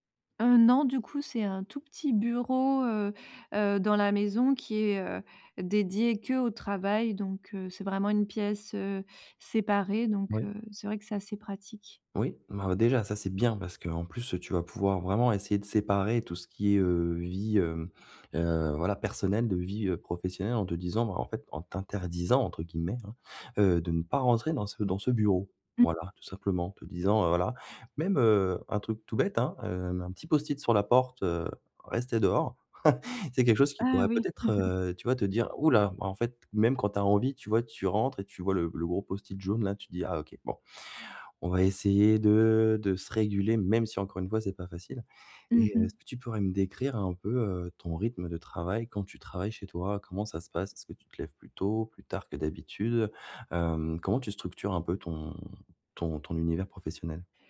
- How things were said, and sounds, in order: stressed: "bien"; stressed: "personnelle"; chuckle
- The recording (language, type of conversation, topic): French, advice, Comment puis-je mieux séparer mon travail de ma vie personnelle ?
- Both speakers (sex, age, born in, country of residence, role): female, 35-39, France, France, user; male, 40-44, France, France, advisor